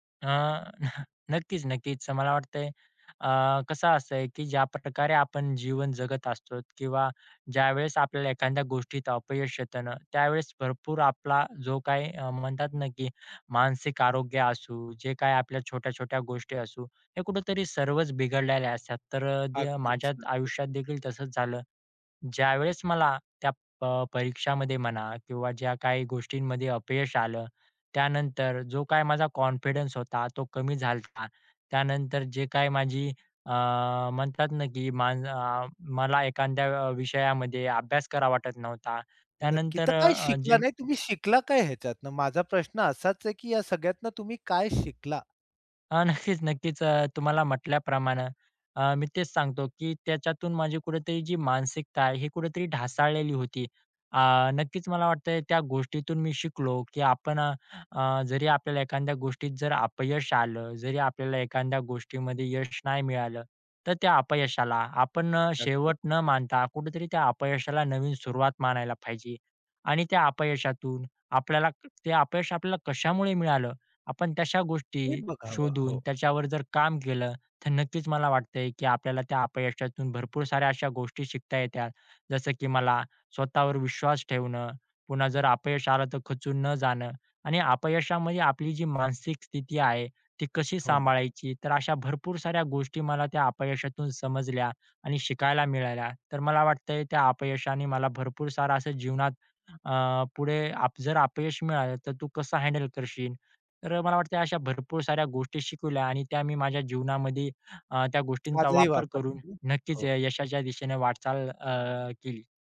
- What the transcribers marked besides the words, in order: chuckle; in English: "कॉन्फिडन्स"; "झाला" said as "झाल्ता"; other background noise; other noise; laughing while speaking: "नक्कीच-नक्कीच"; "शिकवल्या" said as "शिकविल्या"; tapping
- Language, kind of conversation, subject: Marathi, podcast, एखाद्या अपयशानं तुमच्यासाठी कोणती संधी उघडली?